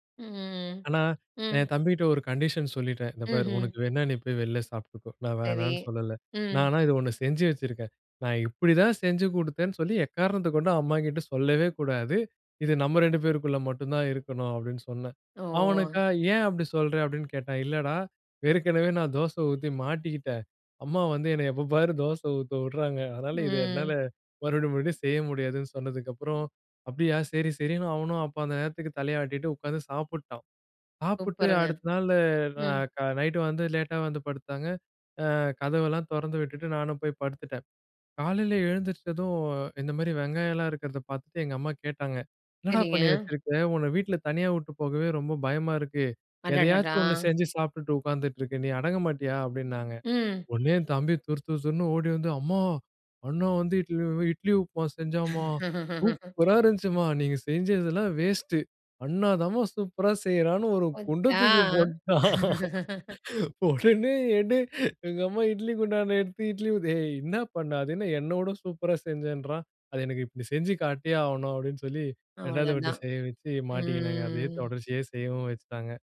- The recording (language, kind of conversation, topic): Tamil, podcast, சமையல் உங்களுக்கு ஓய்வும் மனஅமைதியும் தரும் பழக்கமாக எப்படி உருவானது?
- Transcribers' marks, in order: in English: "கண்டிஷன்"; drawn out: "ஓ!"; drawn out: "ம்"; laugh; laughing while speaking: "குண்டை தூக்கி போட்டான். உடனே ஏண்டி"; laugh; drawn out: "ம்"